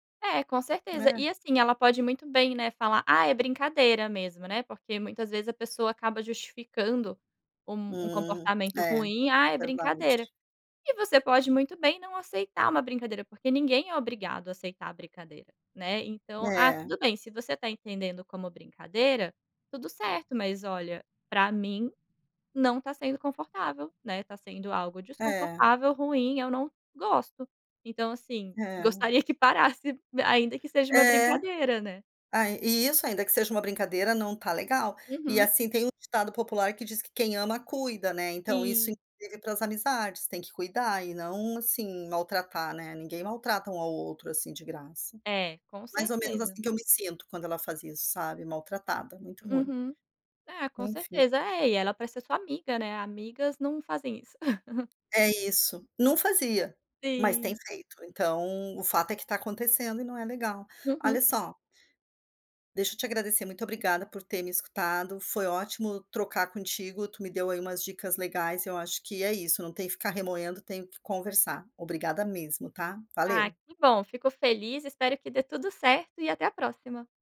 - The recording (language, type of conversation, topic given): Portuguese, advice, Como posso conversar com um(a) amigo(a) sobre um comportamento que me incomoda?
- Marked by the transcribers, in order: tapping; other background noise; chuckle